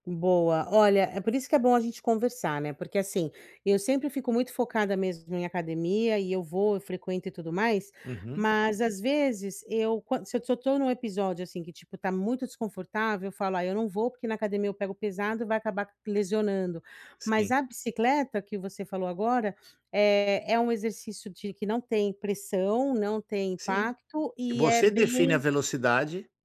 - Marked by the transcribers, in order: none
- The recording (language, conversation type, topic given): Portuguese, advice, Como lidar com a frustração e a ansiedade causadas por uma lesão?